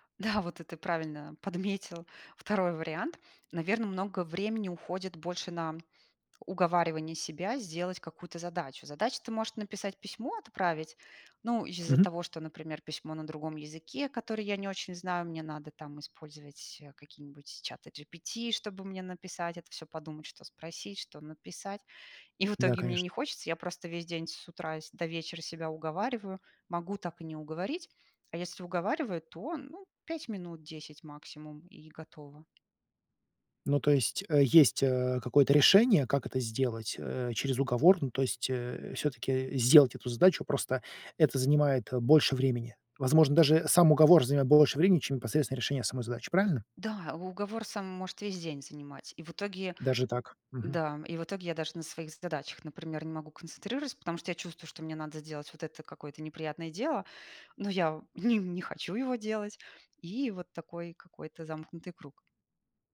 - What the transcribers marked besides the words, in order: laughing while speaking: "Да"; laughing while speaking: "подметил"; tapping
- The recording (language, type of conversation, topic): Russian, advice, Как эффективно группировать множество мелких задач, чтобы не перегружаться?